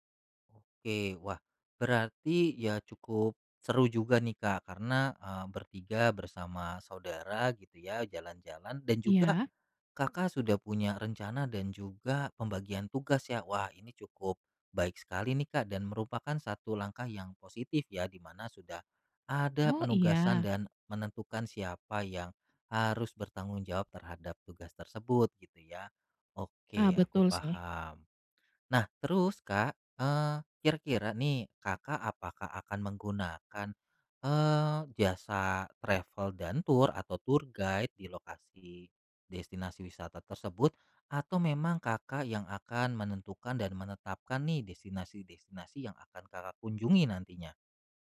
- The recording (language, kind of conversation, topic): Indonesian, advice, Bagaimana cara menikmati perjalanan singkat saat waktu saya terbatas?
- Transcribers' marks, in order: in English: "travel"; in English: "tour"; in English: "tour guide"